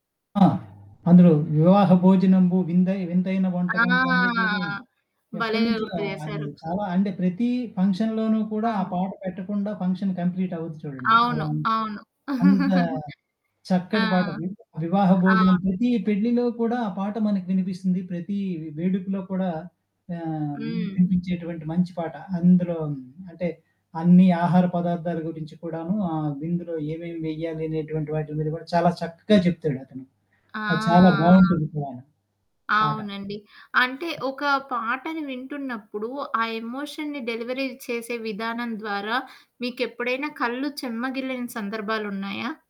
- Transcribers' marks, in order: drawn out: "ఆ!"; other background noise; in English: "ఫంక్షన్‌లోనూ"; in English: "ఫంక్షన్ కంప్లీట్"; giggle; drawn out: "ఆ!"; in English: "ఎమోషన్‌ని డెలివరీ"
- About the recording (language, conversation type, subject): Telugu, podcast, సినిమా పాటలు మీకు ఏ సందర్భాల్లో నిజంగా హృదయంగా అనిపిస్తాయి?